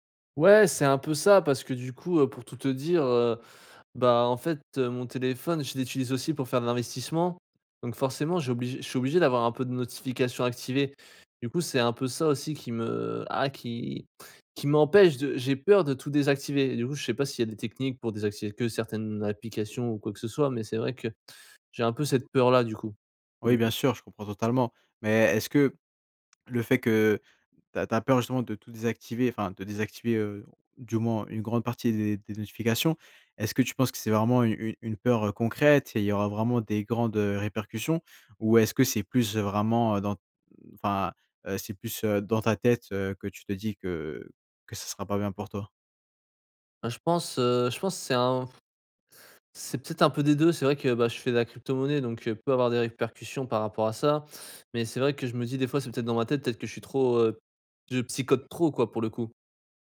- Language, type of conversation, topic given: French, advice, Quelles sont tes distractions les plus fréquentes (notifications, réseaux sociaux, courriels) ?
- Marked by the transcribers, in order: other background noise; tapping